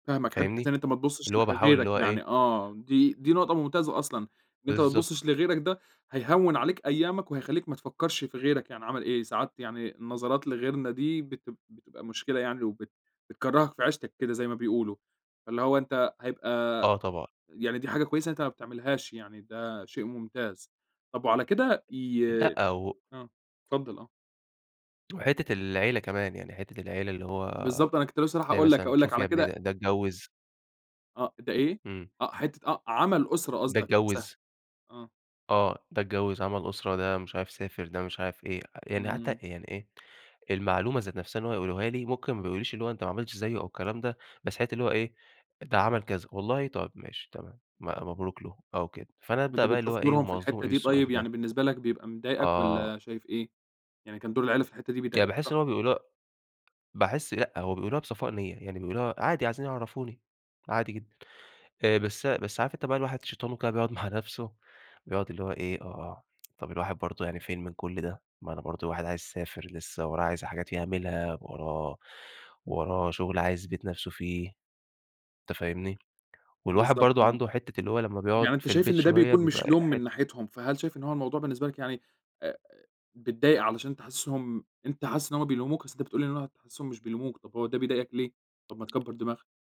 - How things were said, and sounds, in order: tapping; other noise; laughing while speaking: "مع"; unintelligible speech
- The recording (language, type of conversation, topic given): Arabic, podcast, بتتعامل إزاي لما تحس إن حياتك مالهاش هدف؟
- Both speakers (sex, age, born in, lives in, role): male, 25-29, Egypt, Egypt, guest; male, 25-29, Egypt, Egypt, host